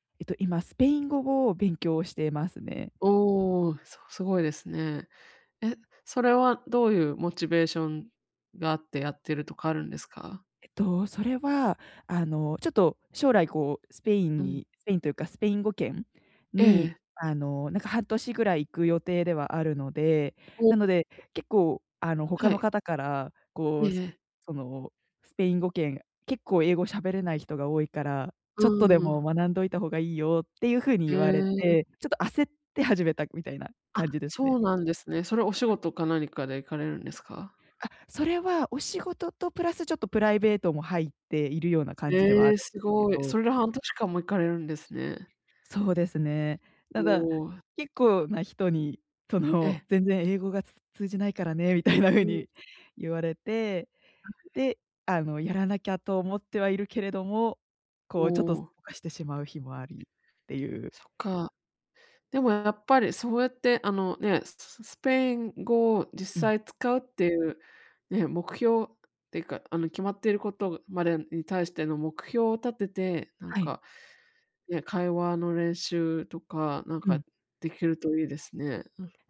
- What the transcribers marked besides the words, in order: tapping; other background noise; laughing while speaking: "みたいな風に"; unintelligible speech
- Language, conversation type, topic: Japanese, advice, どうすれば集中力を取り戻して日常を乗り切れますか？